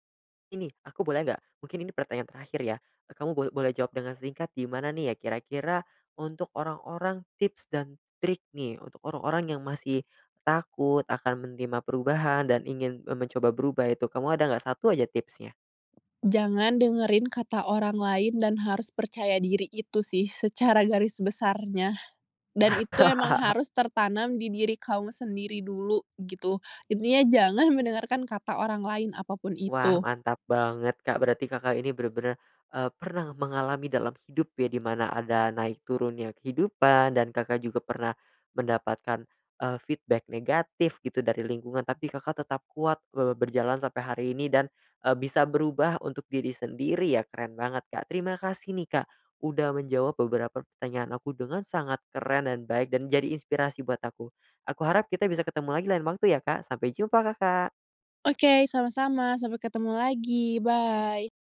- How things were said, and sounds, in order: tapping; laugh; in English: "feedback"; other background noise
- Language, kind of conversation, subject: Indonesian, podcast, Apa tantangan terberat saat mencoba berubah?